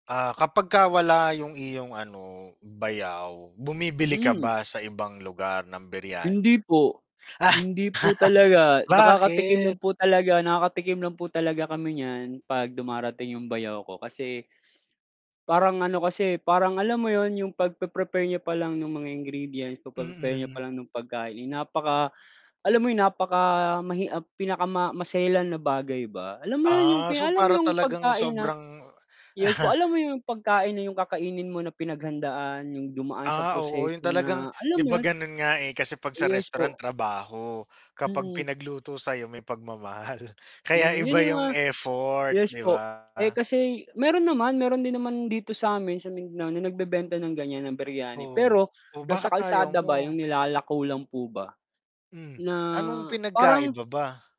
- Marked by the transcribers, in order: static; laugh; other background noise; scoff; tapping; distorted speech
- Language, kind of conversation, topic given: Filipino, unstructured, Ano ang pinakanakagugulat na pagkaing natikman mo?
- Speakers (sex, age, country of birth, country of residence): male, 35-39, Philippines, Philippines; male, 35-39, Philippines, Philippines